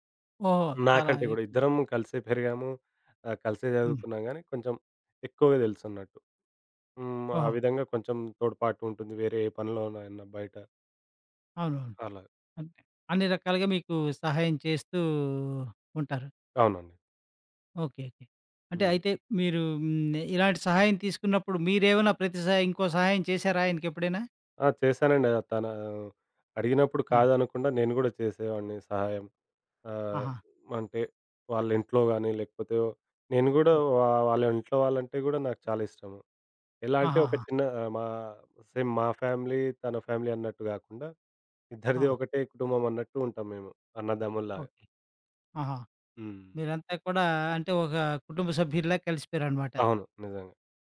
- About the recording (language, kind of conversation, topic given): Telugu, podcast, స్నేహితుడి మద్దతు నీ జీవితాన్ని ఎలా మార్చింది?
- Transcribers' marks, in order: other background noise; in English: "సేమ్"; in English: "ఫ్యామిలీ"; in English: "ఫ్యామిలీ"